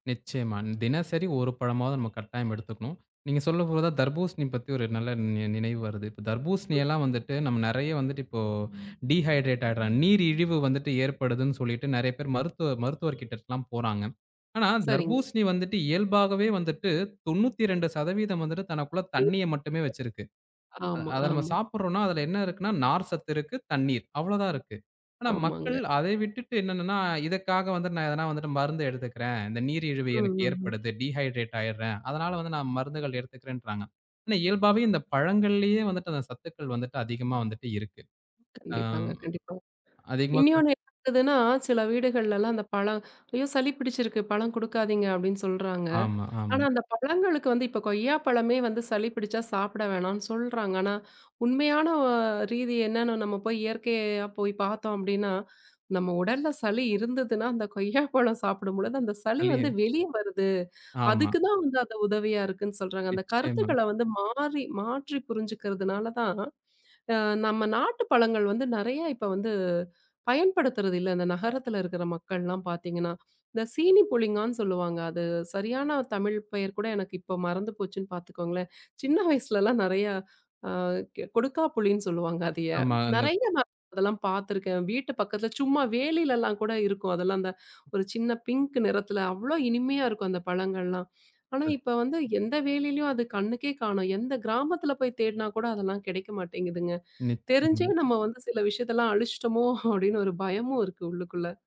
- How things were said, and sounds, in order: horn; tapping; in English: "டீஹைட்ரேட்"; other background noise; in English: "டீஹைட்ரேட்"; drawn out: "அ"; laughing while speaking: "சளி இருந்ததுன்னா அந்தக் கொய்யாப்பழம் சாப்பிடும்போது அந்த சளி வந்து வெளிய வருது"; laughing while speaking: "சின்ன வயசுலல்லாம் நெறைய அ"; chuckle
- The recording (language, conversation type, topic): Tamil, podcast, பருவத்துக்கேற்ப பழங்களை வாங்கி சாப்பிட்டால் என்னென்ன நன்மைகள் கிடைக்கும்?